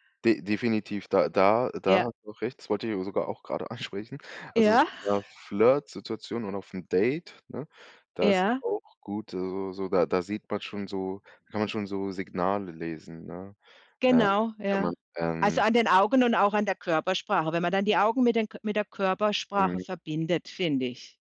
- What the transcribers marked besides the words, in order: unintelligible speech
- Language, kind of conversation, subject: German, podcast, Wie wichtig ist dir Blickkontakt beim Sprechen?